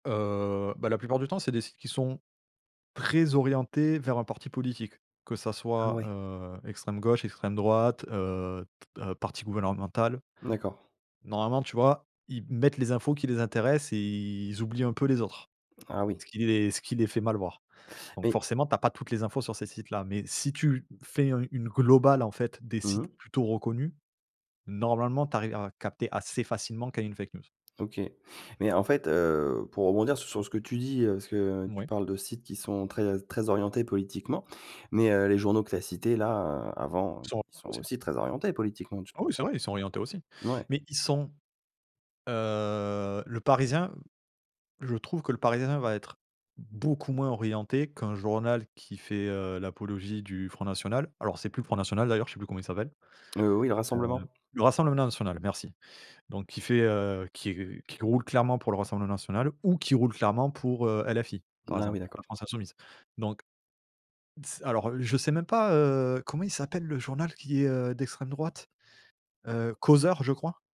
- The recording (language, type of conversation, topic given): French, podcast, Comment fais-tu pour repérer les fausses informations ?
- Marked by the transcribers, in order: stressed: "très"; "gouvernemental" said as "gouvènenmental"; drawn out: "et"; tapping; stressed: "globale"; in English: "fake news"; other background noise; drawn out: "heu"